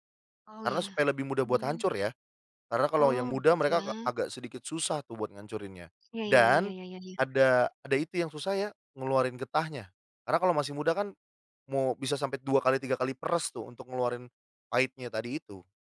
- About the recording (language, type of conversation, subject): Indonesian, podcast, Bisa ceritakan tentang makanan keluarga yang resepnya selalu diwariskan dari generasi ke generasi?
- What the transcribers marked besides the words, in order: none